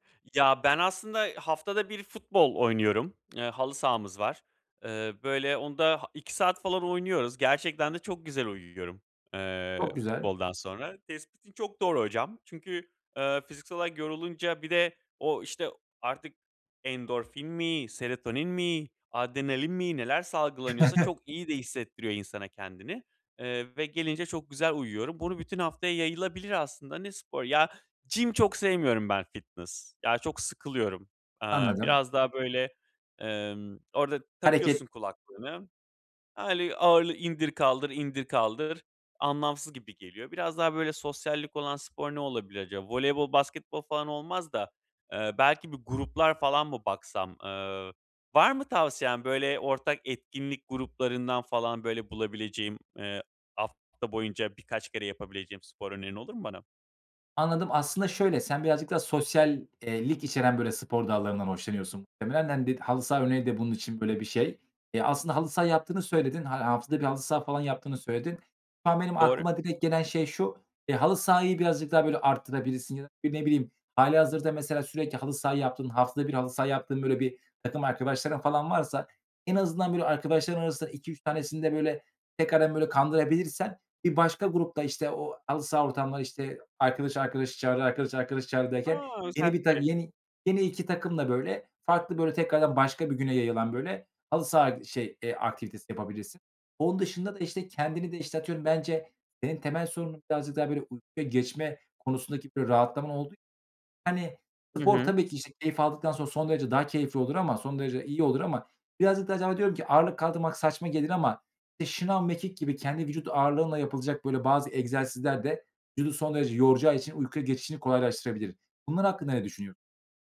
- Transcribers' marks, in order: chuckle; in English: "gym"; other background noise
- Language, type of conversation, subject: Turkish, advice, Yatmadan önce ekran kullanımını azaltmak uykuya geçişimi nasıl kolaylaştırır?